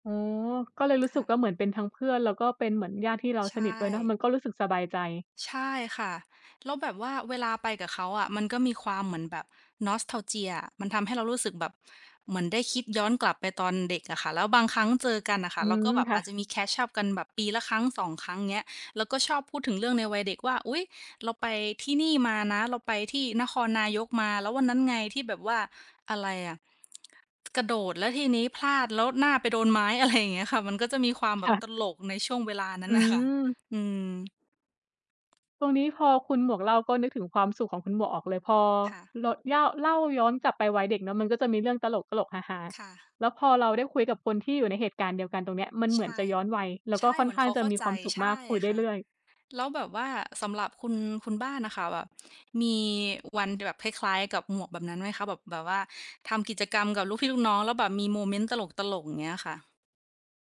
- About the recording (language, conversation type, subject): Thai, unstructured, คุณยังจำวันหยุดตอนเป็นเด็กที่ประทับใจที่สุดได้ไหม?
- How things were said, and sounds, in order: other background noise; in English: "Nostalgia"; in English: "Catch up"; tapping; laughing while speaking: "อะไรอย่างเงี้ยค่ะ"; laughing while speaking: "น่ะค่ะ"